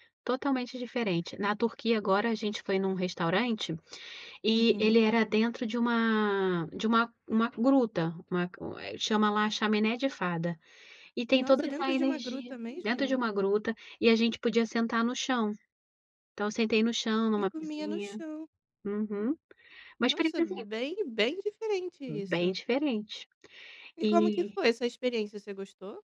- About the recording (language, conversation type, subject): Portuguese, podcast, Qual foi a melhor comida que você experimentou viajando?
- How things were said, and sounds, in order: surprised: "Nossa dentro de uma gruta mesmo?"